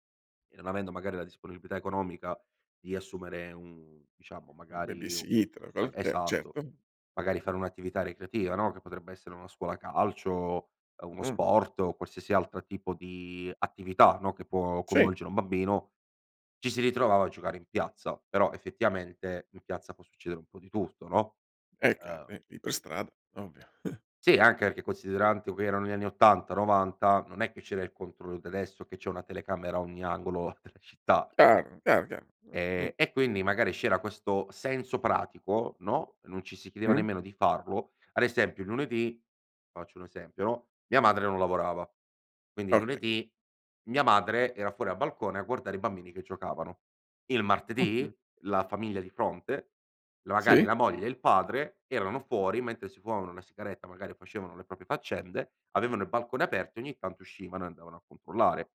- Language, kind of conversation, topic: Italian, podcast, Quali valori dovrebbero unire un quartiere?
- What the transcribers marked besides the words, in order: "Una" said as "Na"; "coinvolgere" said as "convolgere"; chuckle; "considerando" said as "considerantio"; laughing while speaking: "della"; "proprie" said as "propie"